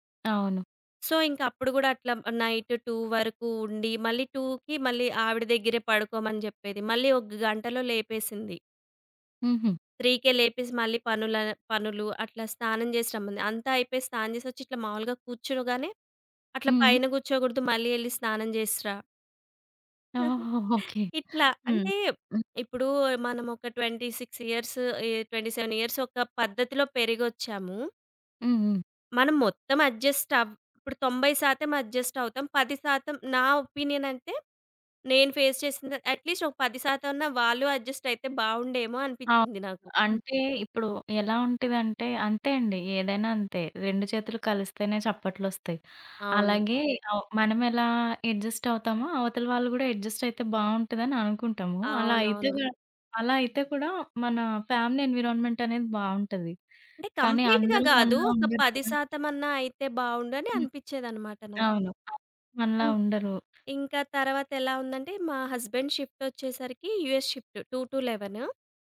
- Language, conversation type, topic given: Telugu, podcast, చేయలేని పనిని మర్యాదగా ఎలా నిరాకరించాలి?
- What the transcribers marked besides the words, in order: other background noise; in English: "సో"; in English: "నైట్ టూ"; in English: "టూకి"; in English: "త్రీకే"; chuckle; in English: "ట్వెంటీ సిక్స్ ఇయర్స్"; in English: "ట్వెంటీ సెవెన్ ఇయర్స్"; in English: "అడ్జస్ట్"; in English: "అడ్జస్ట్"; in English: "ఒపీనియన్"; in English: "ఫేస్"; in English: "అట్ లీస్ట్"; in English: "అడ్జస్ట్"; in English: "అడ్జస్ట్"; in English: "అడ్జస్ట్"; in English: "ఫ్యామిలీ ఎన్విరాన్మెంట్"; in English: "కంప్లీట్‌గా"; in English: "హస్బాండ్ షిఫ్ట్"; in English: "యూఎస్ షిఫ్ట్ టూ టు లెవెన్"